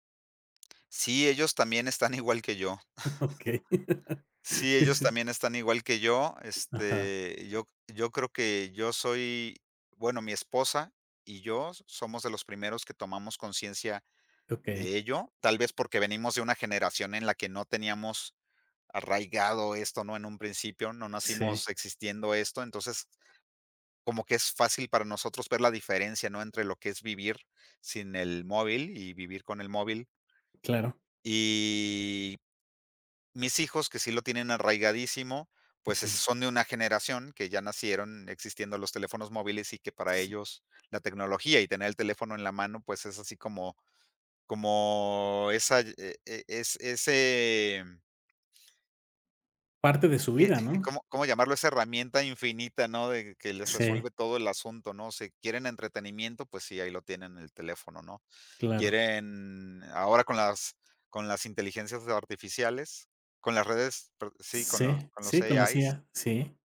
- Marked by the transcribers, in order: laughing while speaking: "Okey. Sí"; chuckle; other background noise; tapping; drawn out: "Y"; drawn out: "como"; other noise
- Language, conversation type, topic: Spanish, podcast, ¿Qué haces cuando sientes que el celular te controla?